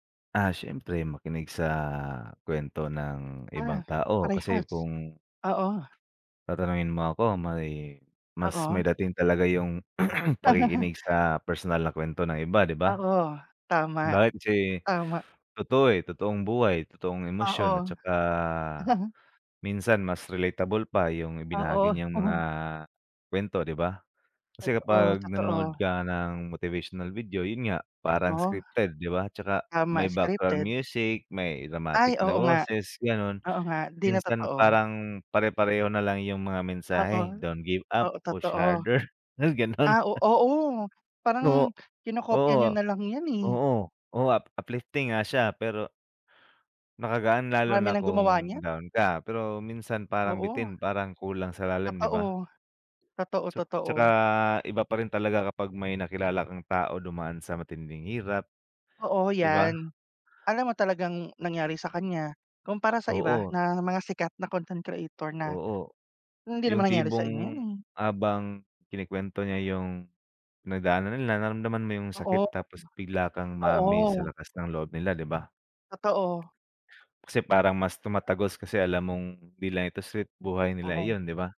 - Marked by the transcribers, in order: throat clearing; laugh; laugh; chuckle; in English: "Don't give up, push harder"; laughing while speaking: "harder. May, gano'n"; "Totoo" said as "Tatao"; "tipong" said as "tibong"; other background noise; other street noise
- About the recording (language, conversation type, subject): Filipino, unstructured, Ano ang mas nakapagpapasigla ng loob: manood ng mga bidyong pampasigla o makinig sa mga kuwento ng iba?